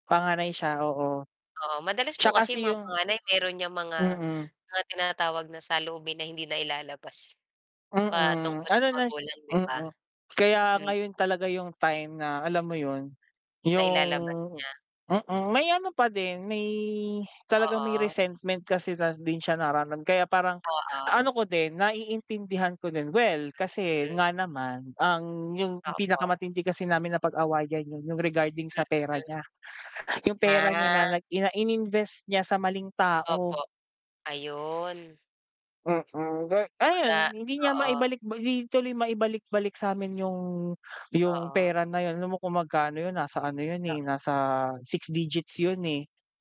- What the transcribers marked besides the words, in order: static; tapping; distorted speech; other background noise; mechanical hum; bird
- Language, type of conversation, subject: Filipino, unstructured, Paano mo pinapatibay ang relasyon mo sa pamilya?